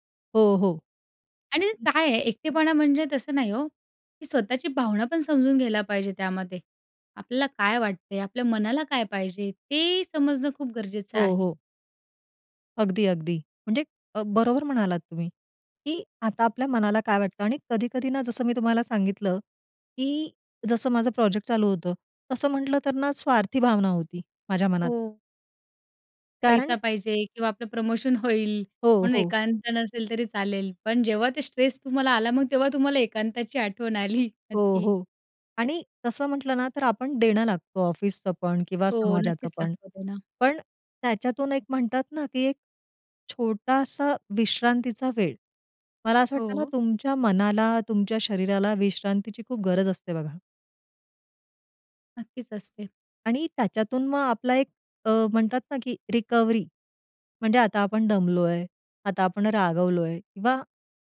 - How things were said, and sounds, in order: laughing while speaking: "आठवण आली"; tapping
- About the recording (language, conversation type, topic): Marathi, podcast, कधी एकांत गरजेचा असतो असं तुला का वाटतं?